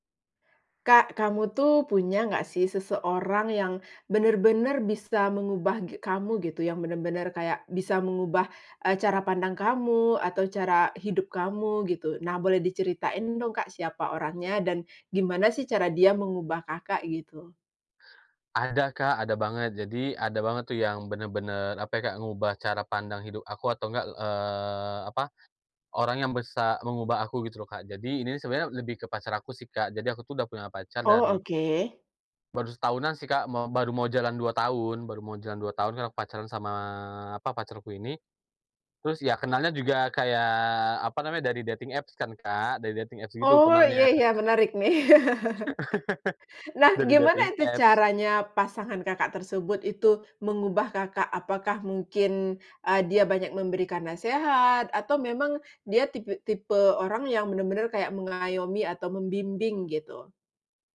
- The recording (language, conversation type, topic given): Indonesian, podcast, Siapa orang yang paling mengubah cara pandangmu, dan bagaimana prosesnya?
- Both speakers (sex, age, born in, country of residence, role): female, 35-39, Indonesia, Indonesia, host; male, 30-34, Indonesia, Indonesia, guest
- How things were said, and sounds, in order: "bisa" said as "besa"; in English: "dating apps"; in English: "dating apps"; other background noise; chuckle; laugh; in English: "Dari dating apps"